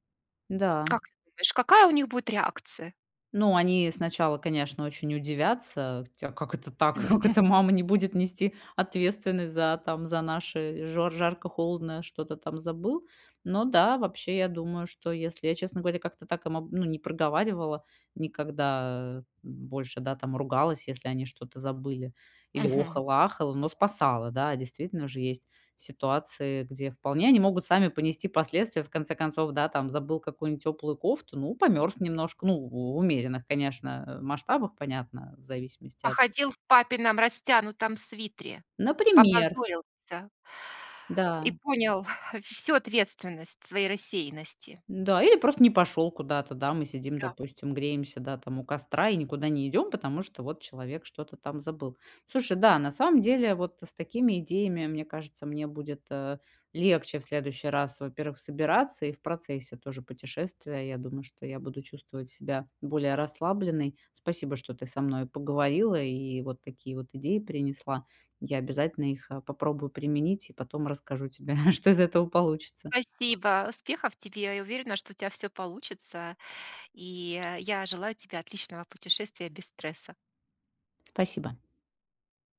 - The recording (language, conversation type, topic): Russian, advice, Как мне меньше уставать и нервничать в поездках?
- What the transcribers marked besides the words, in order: chuckle; exhale; chuckle